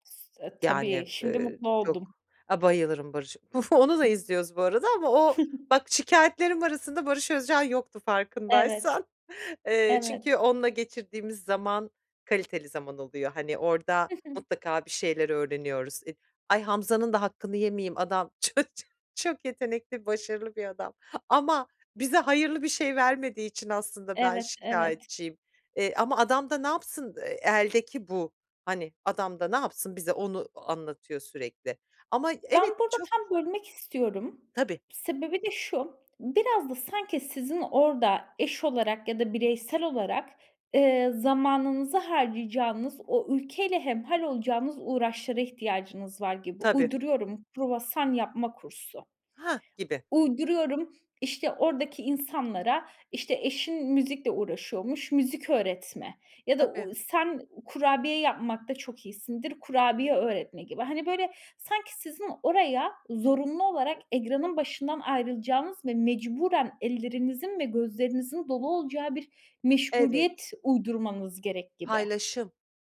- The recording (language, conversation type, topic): Turkish, advice, Telefon ve sosyal medya dikkatinizi sürekli dağıtıyor mu?
- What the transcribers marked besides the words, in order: unintelligible speech; chuckle; other background noise; "ekranın" said as "egranın"